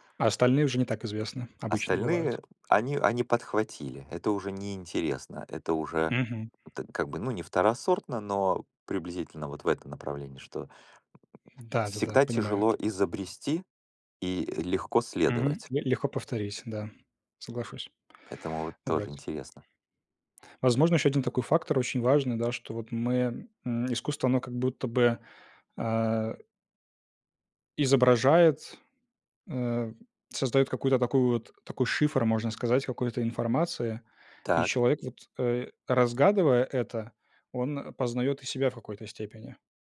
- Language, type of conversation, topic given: Russian, unstructured, Какую роль играет искусство в нашей жизни?
- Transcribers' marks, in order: tapping